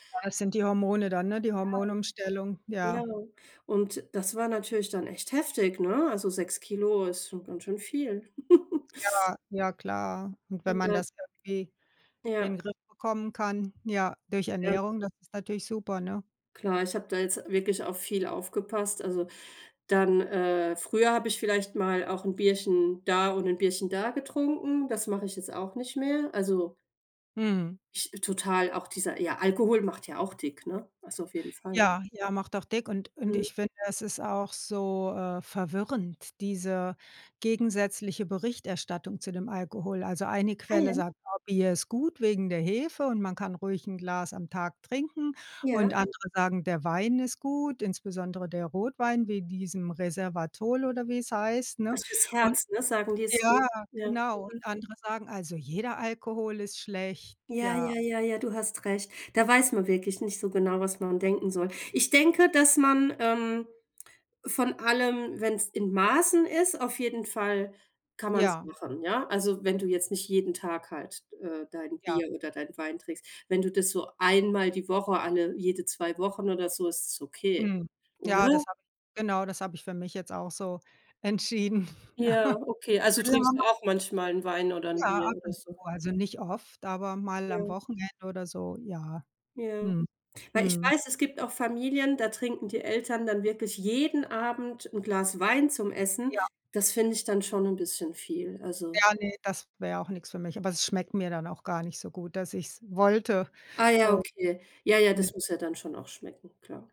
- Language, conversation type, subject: German, unstructured, Wie wichtig ist dir eine gesunde Ernährung im Alltag?
- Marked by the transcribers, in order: unintelligible speech; chuckle; other background noise; "Resveratrol" said as "Reservatol"; laugh; unintelligible speech